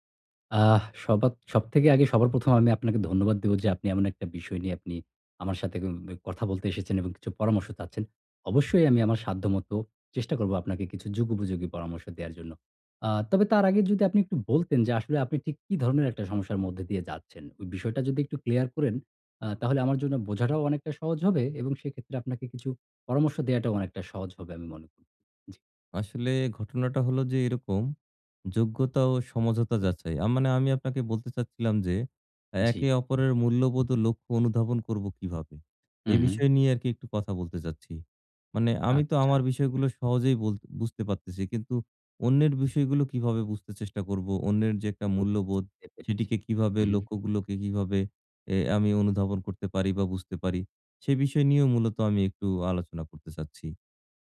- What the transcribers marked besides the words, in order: unintelligible speech
- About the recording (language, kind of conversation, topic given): Bengali, advice, আপনারা কি একে অপরের মূল্যবোধ ও লক্ষ্যগুলো সত্যিই বুঝতে পেরেছেন এবং সেগুলো নিয়ে খোলামেলা কথা বলতে পারেন?